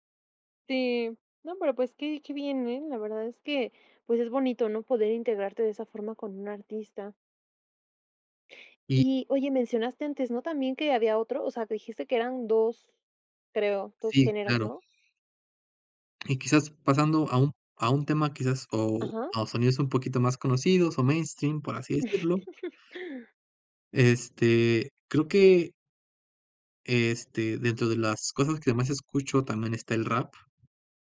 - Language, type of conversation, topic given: Spanish, podcast, ¿Qué artista recomendarías a cualquiera sin dudar?
- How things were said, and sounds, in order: chuckle